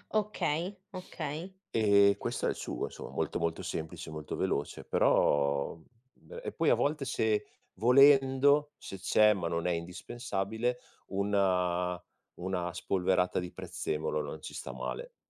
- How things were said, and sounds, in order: sniff; other background noise; drawn out: "però"; unintelligible speech
- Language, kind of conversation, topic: Italian, unstructured, Qual è il tuo piatto preferito e perché ti rende felice?